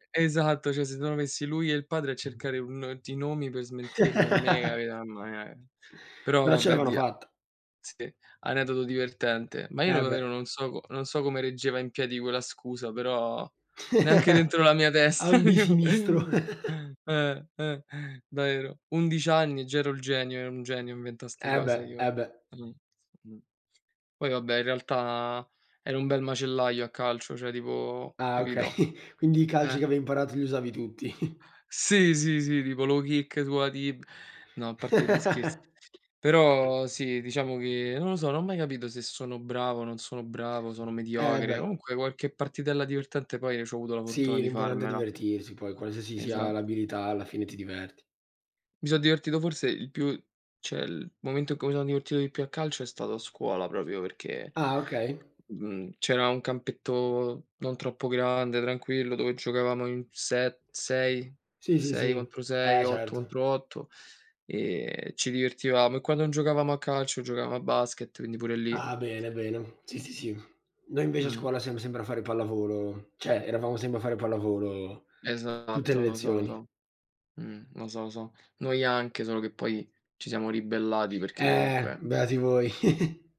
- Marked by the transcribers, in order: tapping; laugh; chuckle; chuckle; unintelligible speech; "Davvero" said as "davero"; other background noise; laughing while speaking: "okay"; laughing while speaking: "tutti"; in English: "low kick"; laugh; other noise; "importante" said as "imbortante"; "cioè" said as "ceh"; "proprio" said as "propio"; "sempre" said as "sembre"; "cioè" said as "ceh"; "sempre" said as "sembre"; chuckle
- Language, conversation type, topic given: Italian, unstructured, Come ti senti quando raggiungi un obiettivo sportivo?